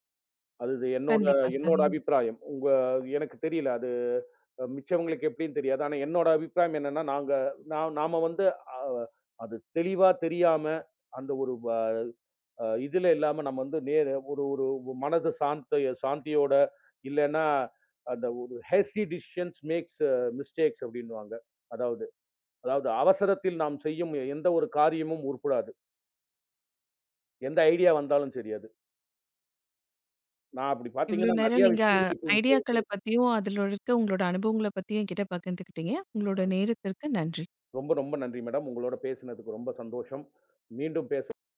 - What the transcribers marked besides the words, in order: in English: "ஹேஸ்டி டெஷிஷன்ஸ் மேக்ஸ் மிஸ்டேக்ஸ்"; unintelligible speech
- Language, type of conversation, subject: Tamil, podcast, ஒரு யோசனை தோன்றியவுடன் அதை பிடித்து வைத்துக்கொள்ள நீங்கள் என்ன செய்கிறீர்கள்?